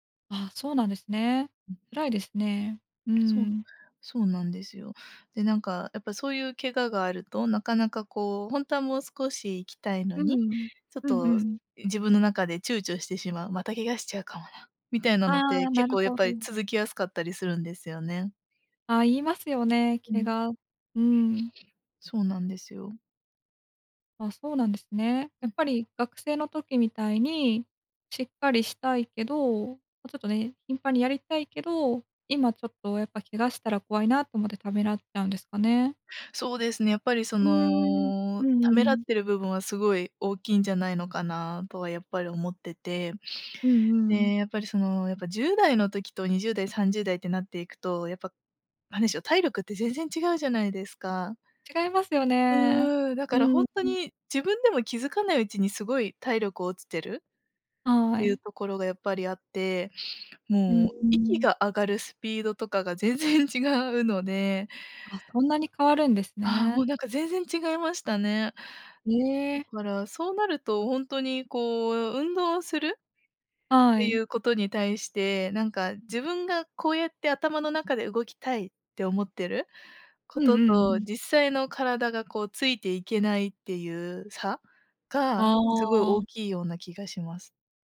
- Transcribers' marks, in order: other noise; sniff; sniff; laughing while speaking: "全然"
- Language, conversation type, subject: Japanese, advice, 怪我や故障から運動に復帰するのが怖いのですが、どうすれば不安を和らげられますか？